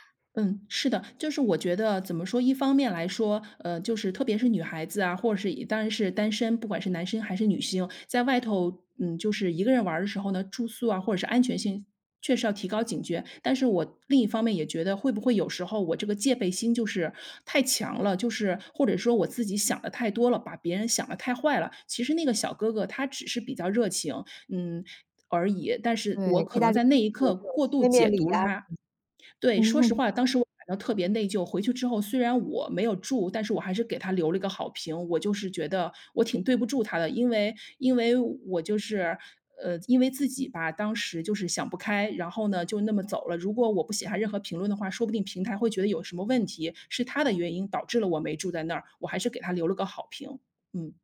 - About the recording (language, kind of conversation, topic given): Chinese, podcast, 一个人旅行时，怎么认识新朋友？
- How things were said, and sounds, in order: laugh